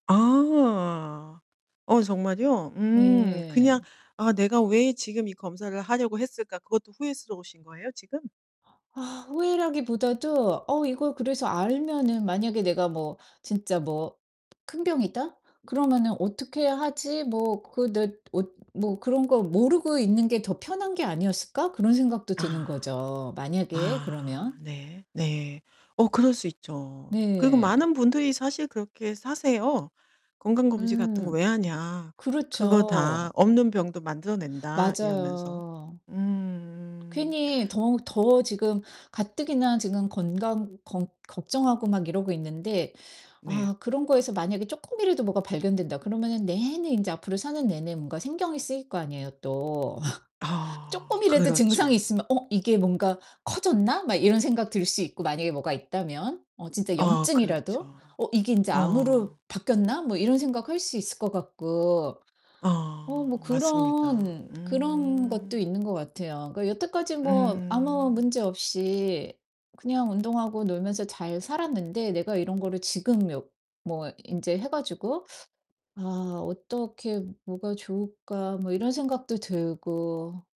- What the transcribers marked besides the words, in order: distorted speech; tapping; other background noise; laugh
- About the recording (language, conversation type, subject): Korean, advice, 건강 걱정으로 증상을 과하게 해석해 불안이 커질 때 어떻게 대처하면 좋을까요?